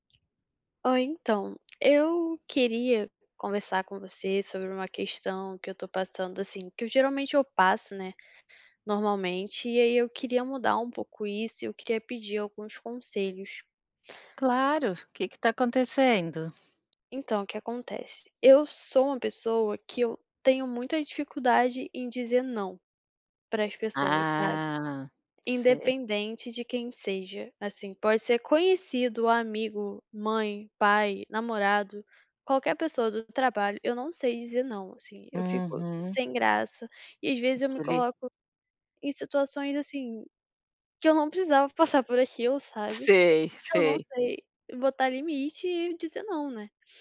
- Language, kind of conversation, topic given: Portuguese, advice, Como posso negociar limites sem perder a amizade?
- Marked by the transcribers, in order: tapping